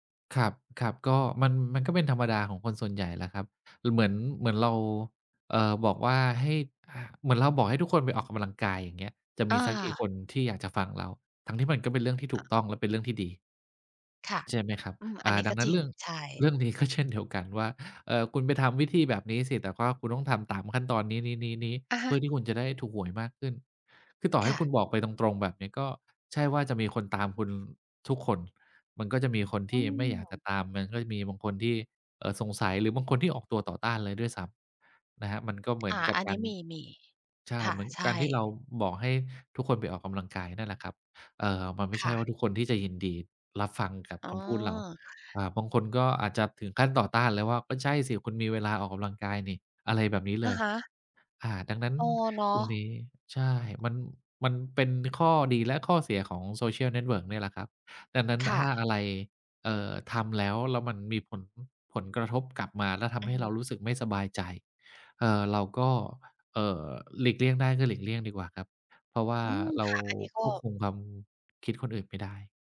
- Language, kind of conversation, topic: Thai, advice, ทำไมคุณถึงกลัวการแสดงความคิดเห็นบนโซเชียลมีเดียที่อาจขัดแย้งกับคนรอบข้าง?
- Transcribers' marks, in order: tapping; other background noise